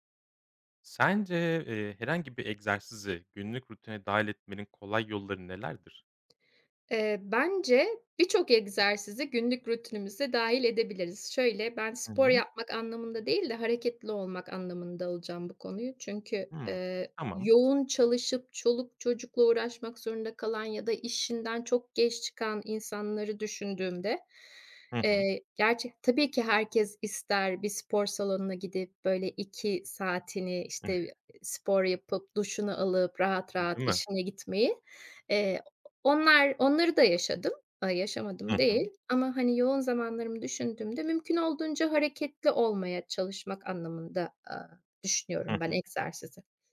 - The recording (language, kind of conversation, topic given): Turkish, podcast, Egzersizi günlük rutine dahil etmenin kolay yolları nelerdir?
- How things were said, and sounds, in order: other background noise; tapping; chuckle